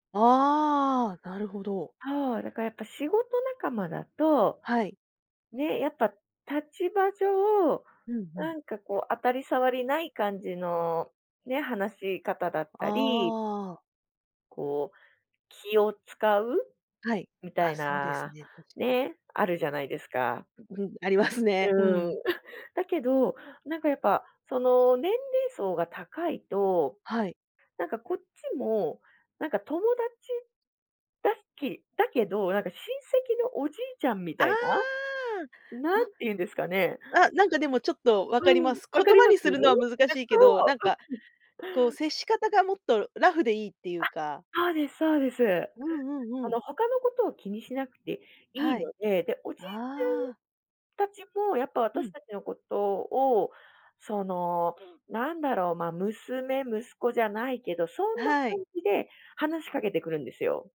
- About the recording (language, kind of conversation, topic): Japanese, podcast, 趣味を通じて仲間ができたことはありますか？
- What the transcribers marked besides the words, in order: other background noise; chuckle; chuckle